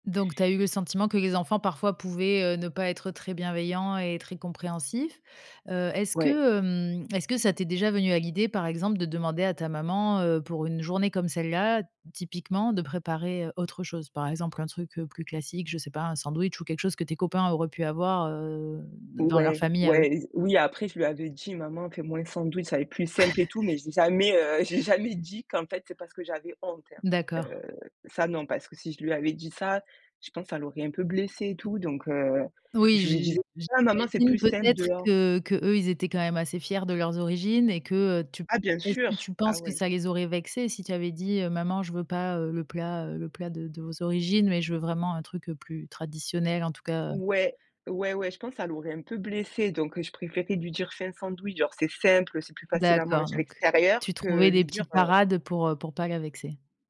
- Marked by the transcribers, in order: tapping; chuckle
- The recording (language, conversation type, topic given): French, podcast, Comment ressens-tu le fait d’appartenir à plusieurs cultures au quotidien ?